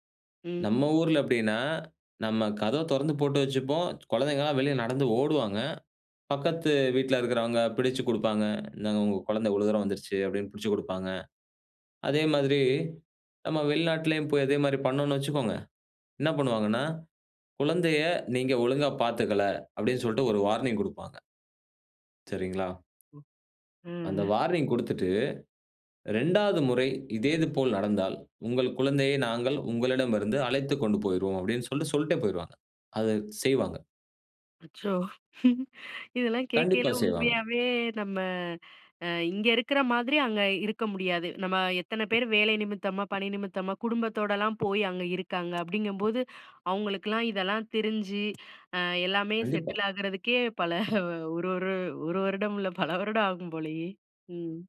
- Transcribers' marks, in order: in English: "வார்னிங்"; in English: "வார்னிங்"; chuckle; laughing while speaking: "இதெல்லாம் கேக்கயில"; laughing while speaking: "பல"; laughing while speaking: "பல வருடம்"
- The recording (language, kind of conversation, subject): Tamil, podcast, சிறு நகரத்திலிருந்து பெரிய நகரத்தில் வேலைக்குச் செல்லும்போது என்னென்ன எதிர்பார்ப்புகள் இருக்கும்?